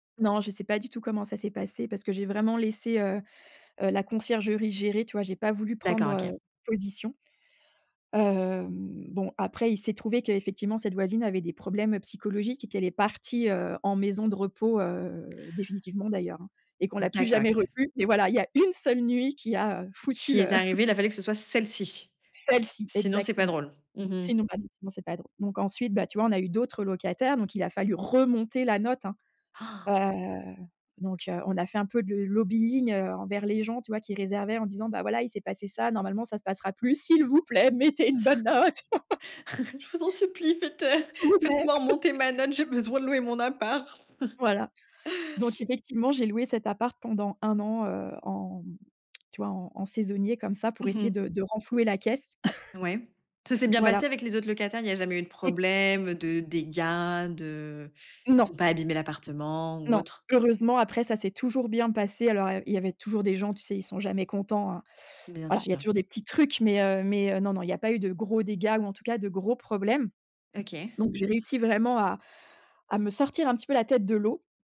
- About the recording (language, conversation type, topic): French, podcast, Parle-moi d’une fois où tu as regretté une décision ?
- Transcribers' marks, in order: chuckle; unintelligible speech; stressed: "remonter"; in English: "lobbying"; chuckle; chuckle; chuckle; tongue click; cough